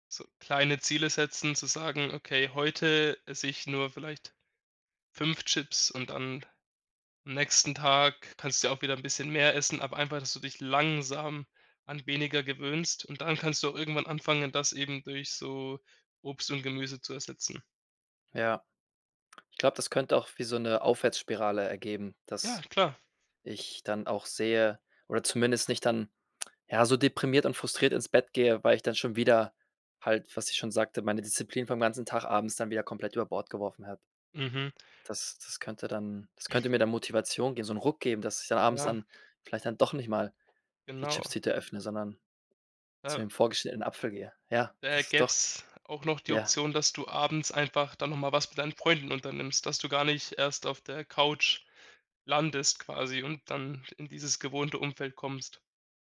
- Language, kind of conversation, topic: German, advice, Wie kann ich verhindern, dass ich abends ständig zu viel nasche und die Kontrolle verliere?
- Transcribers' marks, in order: stressed: "langsam"; tapping; stressed: "doch"